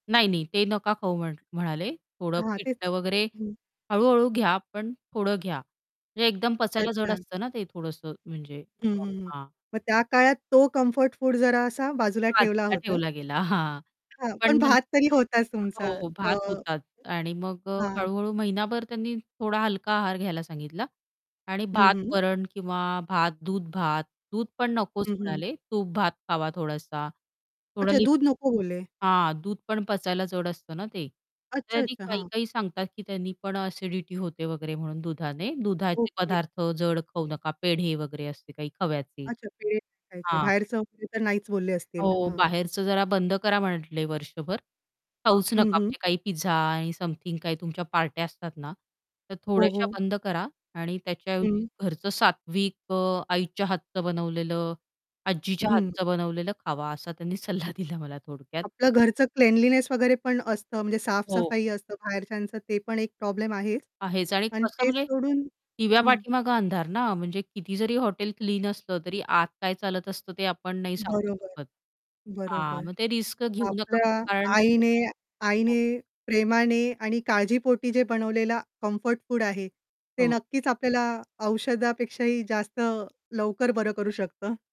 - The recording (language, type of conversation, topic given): Marathi, podcast, तुझा आवडता दिलासा देणारा पदार्थ कोणता आहे आणि तो तुला का आवडतो?
- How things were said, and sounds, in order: static; other background noise; unintelligible speech; distorted speech; in English: "समथिंग"; laughing while speaking: "सल्ला दिला"; in English: "क्लिनलीनेस"; tapping